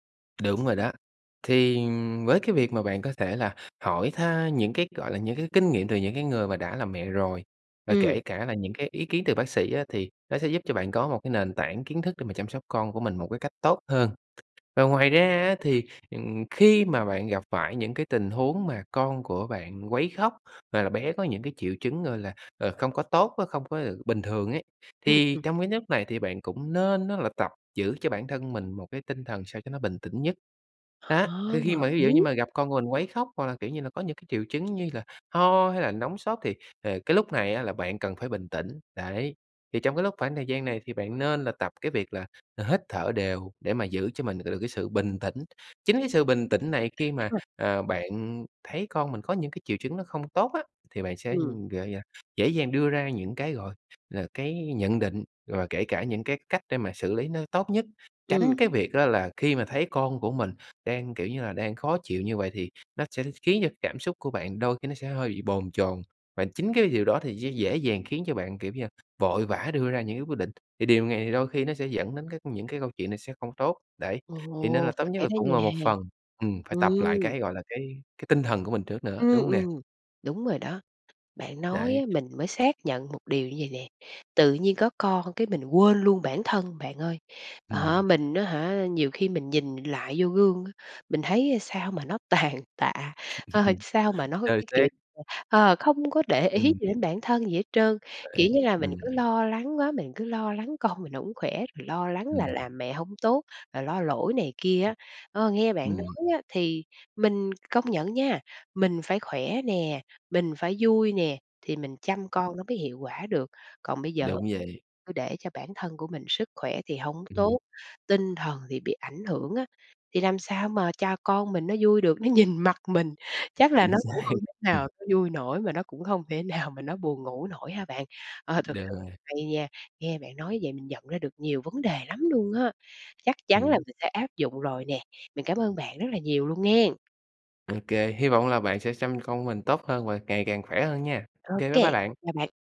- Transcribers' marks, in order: tapping; other background noise; unintelligible speech; laughing while speaking: "tàn"; laughing while speaking: "ơ"; laugh; unintelligible speech; background speech; laughing while speaking: "nhìn mặt"; laughing while speaking: "xác"; laughing while speaking: "nào"
- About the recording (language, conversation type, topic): Vietnamese, advice, Bạn có sợ mình sẽ mắc lỗi khi làm cha mẹ hoặc chăm sóc con không?